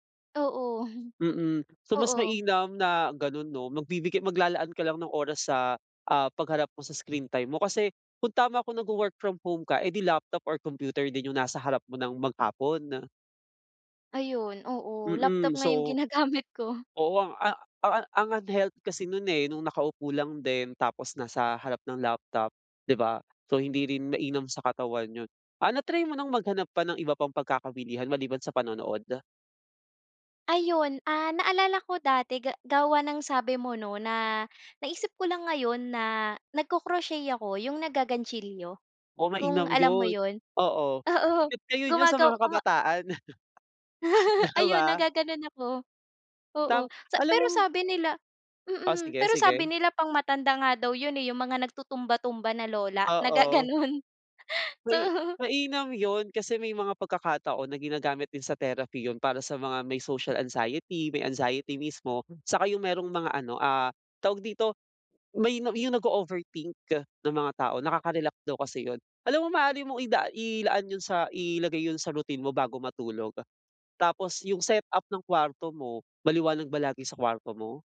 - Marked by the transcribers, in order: laughing while speaking: "ginagamit ko"; laughing while speaking: "Oo"; laugh; laughing while speaking: "na gaganon, so"
- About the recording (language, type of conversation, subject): Filipino, advice, Bakit pabago-bago ang oras ng pagtulog ko at paano ko ito maaayos?